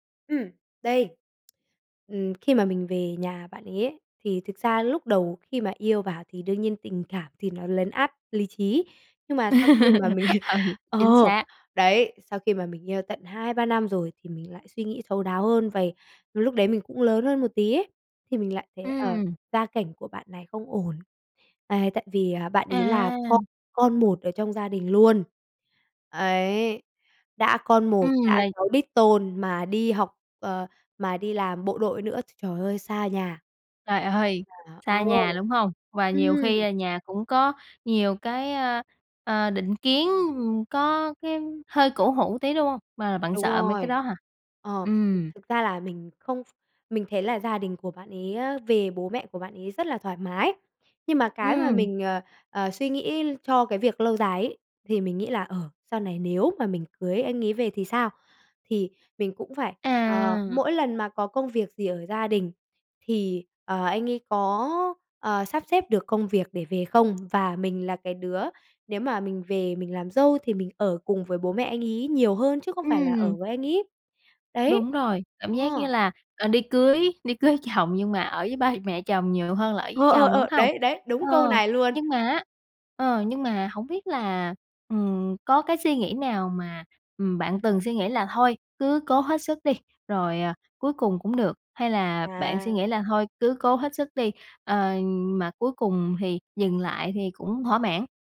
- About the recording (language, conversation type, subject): Vietnamese, podcast, Bạn làm sao để biết khi nào nên kiên trì hay buông bỏ?
- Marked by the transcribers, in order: tapping; laugh; laugh; laughing while speaking: "Trời ơi!"; laughing while speaking: "chồng"; laughing while speaking: "Ờ, ờ, ờ, đấy, đấy"